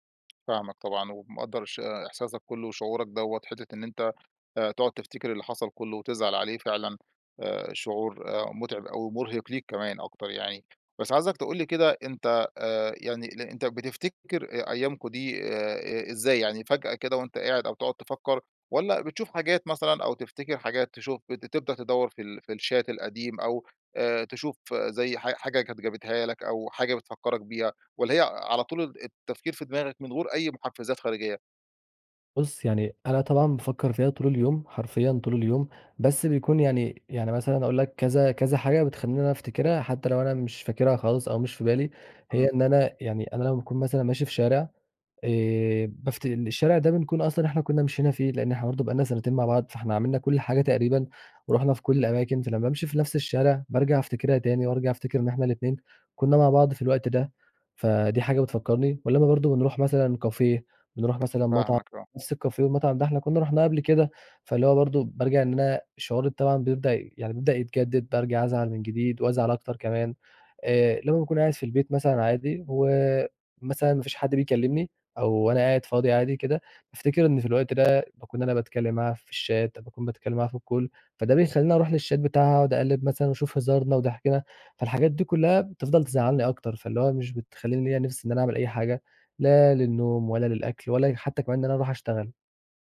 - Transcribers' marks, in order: in English: "الChat"; tapping; in English: "Cafe"; in English: "الCafe"; in English: "الChat"; in English: "الCall"; in English: "للChat"
- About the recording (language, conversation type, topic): Arabic, advice, إزاي أقدر أتعامل مع ألم الانفصال المفاجئ وأعرف أكمّل حياتي؟